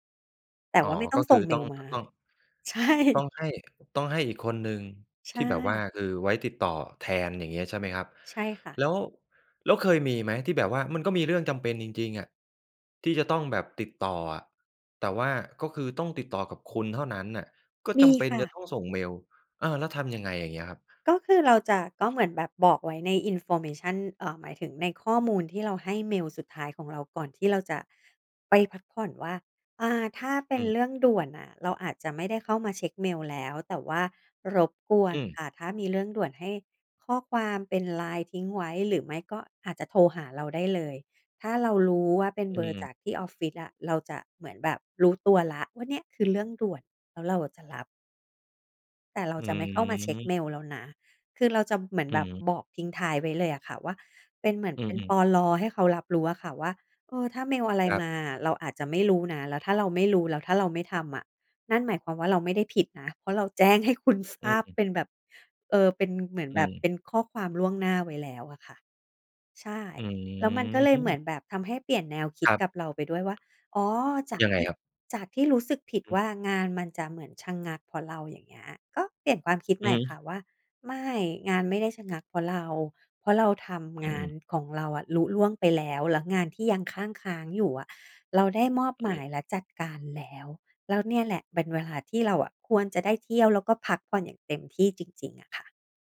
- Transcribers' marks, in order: laughing while speaking: "ใช่"; in English: "Information"; stressed: "รบกวน"; drawn out: "อืม"
- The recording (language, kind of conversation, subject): Thai, podcast, คิดอย่างไรกับการพักร้อนที่ไม่เช็กเมล?